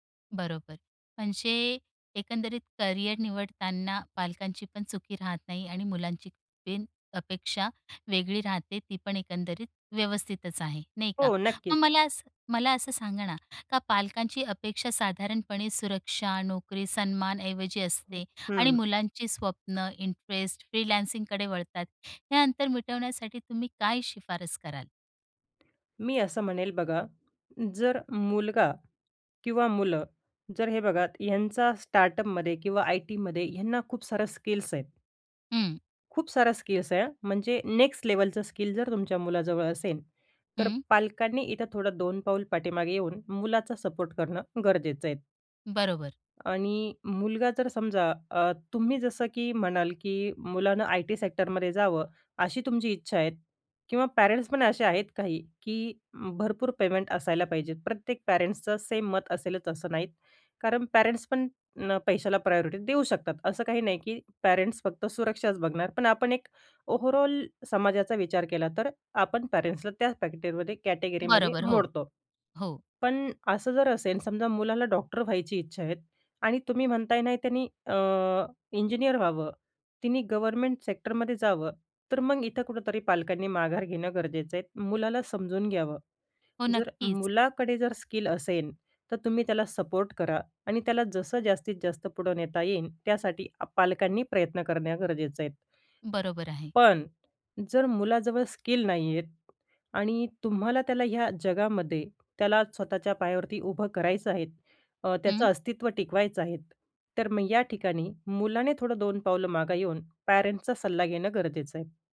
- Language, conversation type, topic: Marathi, podcast, करिअर निवडीबाबत पालकांच्या आणि मुलांच्या अपेक्षा कशा वेगळ्या असतात?
- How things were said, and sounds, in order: other background noise; in English: "इंटरेस्ट फ्रीलान्सिंगकडे"; in Hindi: "सिफारिश"; in English: "स्टार्टअपमधे"; in English: "आय. टी.मधे"; in English: "स्किल्स"; in English: "स्किल्स"; in English: "नेक्स्ट लेवलचं स्किल"; in English: "सपोर्ट"; in English: "पॅरेंट्स"; in English: "पेमेंट"; in English: "पॅरेंट्सचं सेम"; in English: "पॅरेंट्स"; in English: "प्रायोरिटी"; in English: "पॅरेंट्स"; in English: "ओव्हरऑल"; in English: "पॅरेंट्सला"; in English: "पॅकेटमध्ये, कॅटेगरीमध्ये"; in English: "गव्हर्नमेंट सेक्टरमध्ये"; in English: "स्किल"; in English: "सपोर्ट"; in English: "स्किल"; in English: "पॅरेंट्सचा"